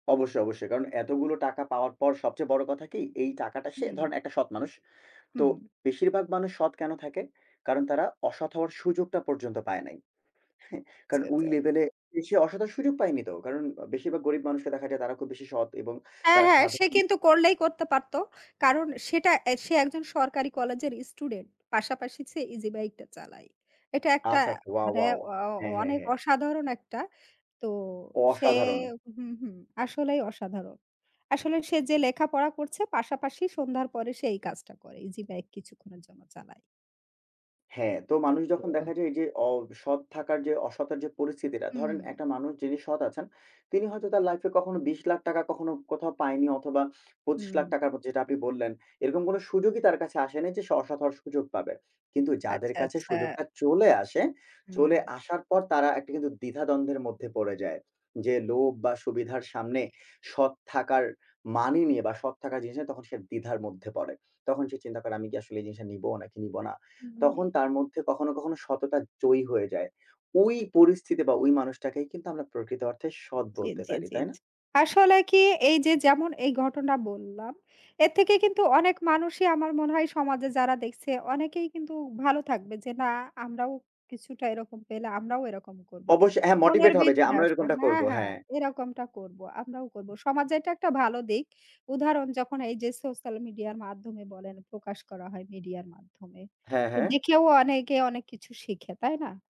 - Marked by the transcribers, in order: other background noise
- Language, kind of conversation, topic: Bengali, unstructured, সাধারণ মানুষের জন্য সৎ থাকা কেন গুরুত্বপূর্ণ?